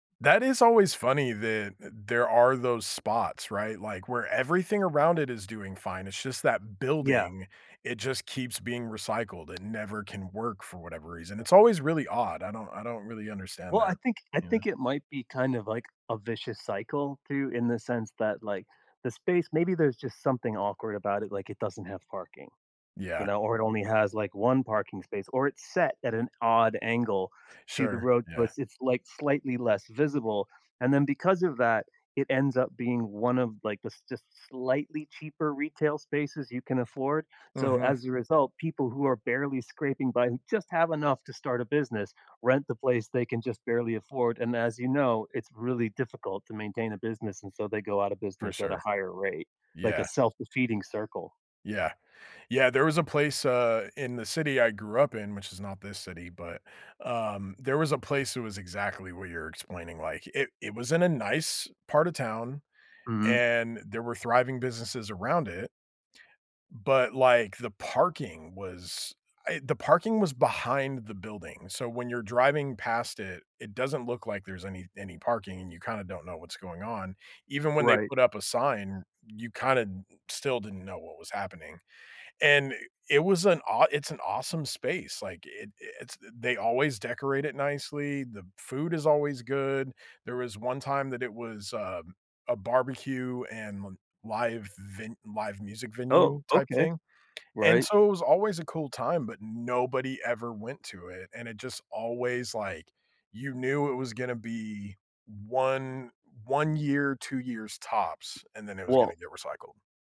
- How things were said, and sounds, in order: tapping
- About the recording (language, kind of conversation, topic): English, unstructured, How can I make my neighborhood worth lingering in?